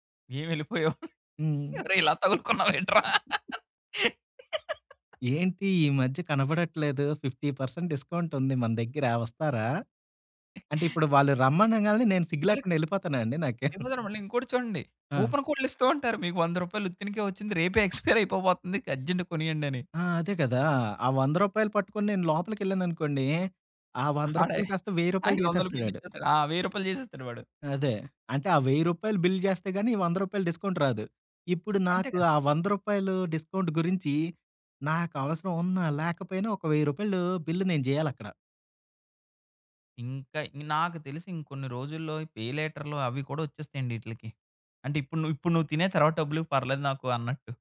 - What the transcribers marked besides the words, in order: laughing while speaking: "వెళ్ళిపోయావు. అరే! ఇలా తగునుకున్నావేట్ర?"; giggle; in English: "ఫిఫ్టీ పర్సెంట్ డిస్కౌంట్"; other background noise; tapping; in English: "కూపన్"; in English: "ఎక్స్పైర్"; in English: "అర్జెంట్‌గా"; in English: "డిస్కౌంట్"; in English: "డిస్కౌంట్"
- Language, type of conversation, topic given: Telugu, podcast, పేపర్లు, బిల్లులు, రశీదులను మీరు ఎలా క్రమబద్ధం చేస్తారు?